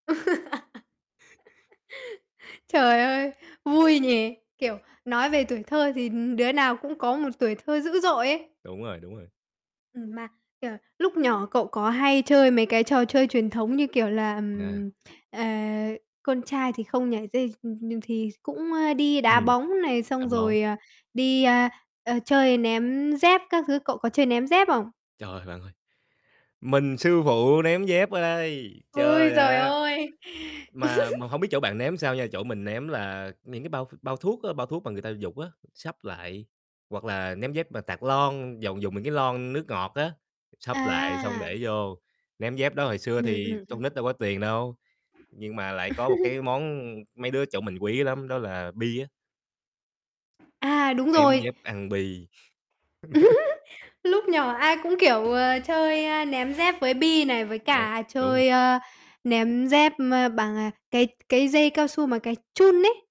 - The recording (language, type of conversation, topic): Vietnamese, podcast, Bạn có thể kể về một kỷ niệm tuổi thơ mà bạn không bao giờ quên không?
- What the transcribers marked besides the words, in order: laugh; tapping; laugh; other background noise; chuckle; laugh